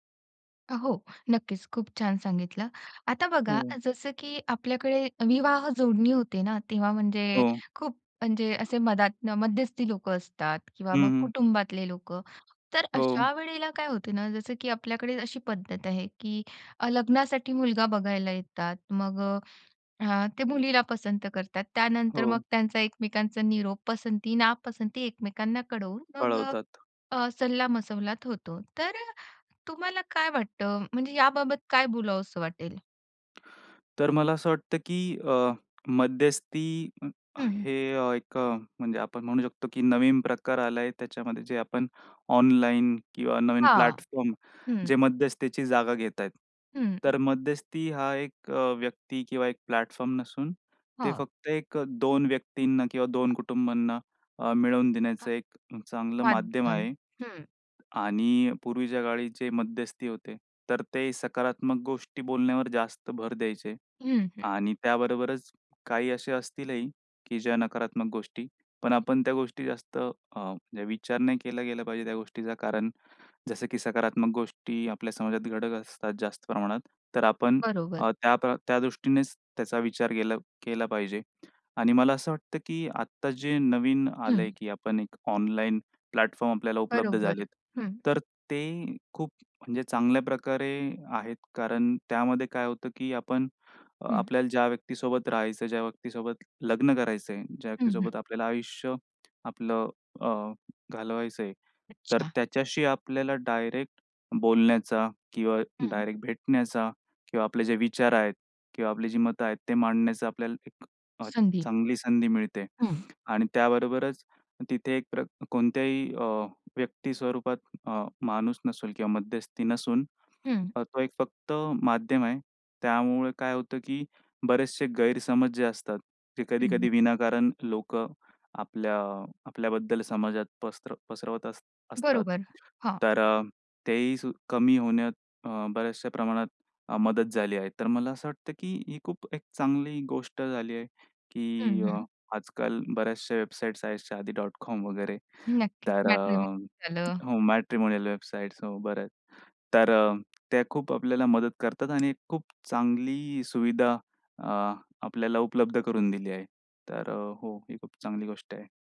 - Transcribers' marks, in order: other background noise; "सल्लामसलत" said as "सल्लामसवलात"; in English: "प्लॅटफॉर्म"; in English: "प्लॅटफॉर्म"; unintelligible speech; tapping; in English: "प्लॅटफॉर्म"; in English: "मॅट्रिमोनि"; in English: "मॅट्रिमोनियल"
- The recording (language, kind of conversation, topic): Marathi, podcast, लग्नाबाबत कुटुंबाच्या अपेक्षा आणि व्यक्तीच्या इच्छा कशा जुळवायला हव्यात?